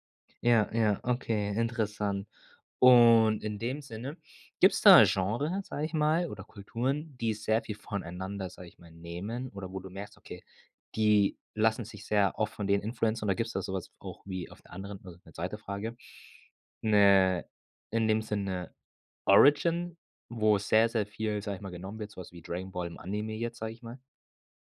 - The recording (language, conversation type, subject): German, podcast, Was macht ein Lied typisch für eine Kultur?
- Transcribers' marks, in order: "beeinflussen" said as "influenzen"; in English: "Origin"